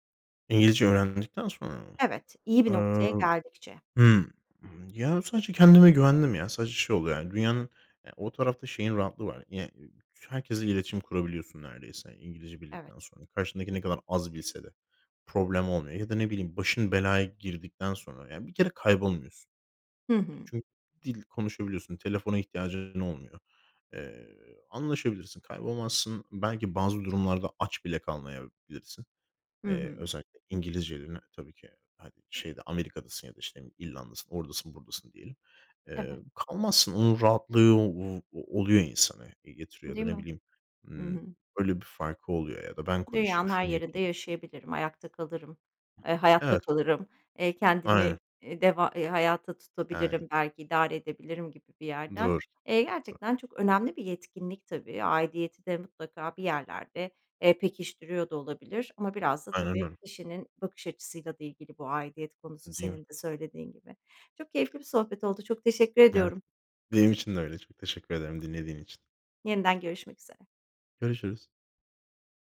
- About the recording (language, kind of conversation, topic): Turkish, podcast, İki dilli olmak aidiyet duygunu sence nasıl değiştirdi?
- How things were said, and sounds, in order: unintelligible speech; other background noise